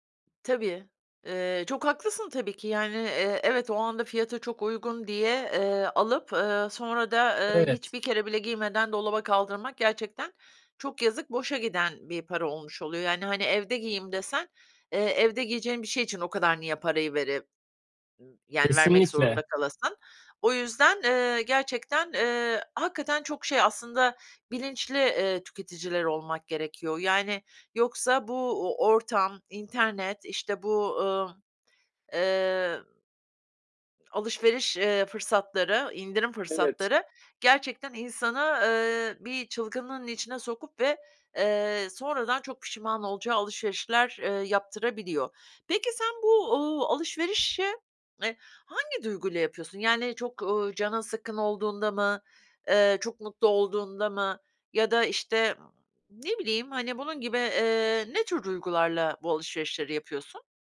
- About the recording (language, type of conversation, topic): Turkish, advice, İndirim dönemlerinde gereksiz alışveriş yapma kaygısıyla nasıl başa çıkabilirim?
- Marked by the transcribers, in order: other background noise